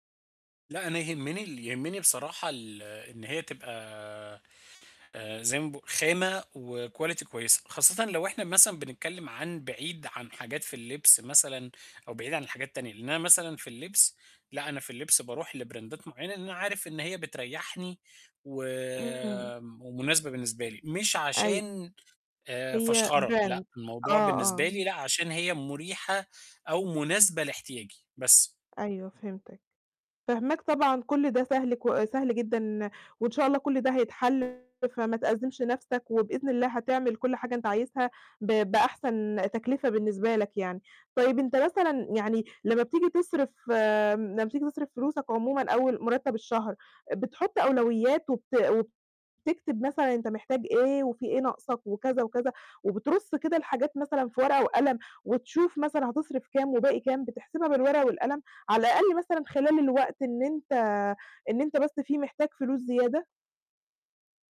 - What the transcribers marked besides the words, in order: mechanical hum; in English: "وquality"; in English: "لبراندات"; distorted speech; in English: "brand"
- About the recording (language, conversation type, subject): Arabic, advice, إزاي أتعلم أشتري بذكاء عشان أجيب حاجات وهدوم بجودة كويسة وبسعر معقول؟